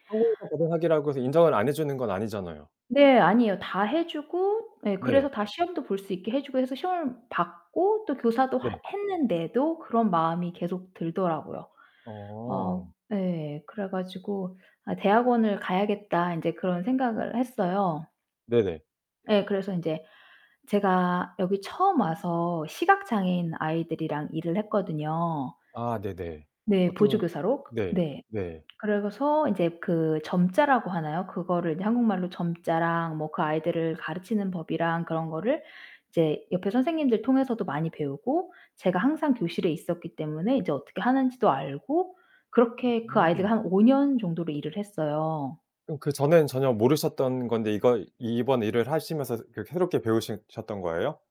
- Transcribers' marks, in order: distorted speech; other background noise
- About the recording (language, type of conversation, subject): Korean, podcast, 가장 자랑스러웠던 순간은 언제였나요?